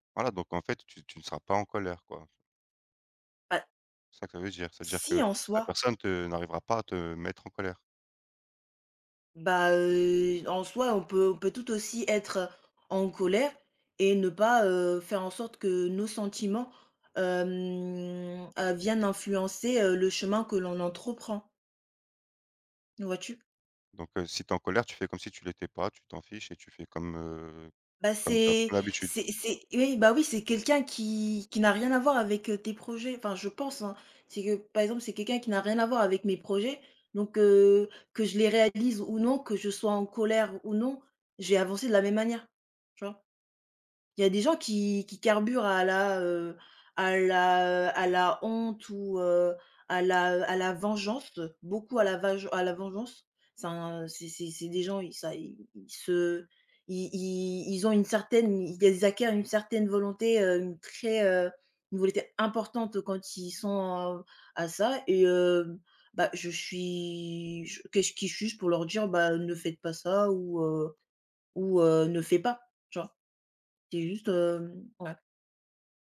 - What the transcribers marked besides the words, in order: drawn out: "hem"; tapping; "volonté" said as "volouté"
- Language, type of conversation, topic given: French, unstructured, Penses-tu que la colère peut aider à atteindre un but ?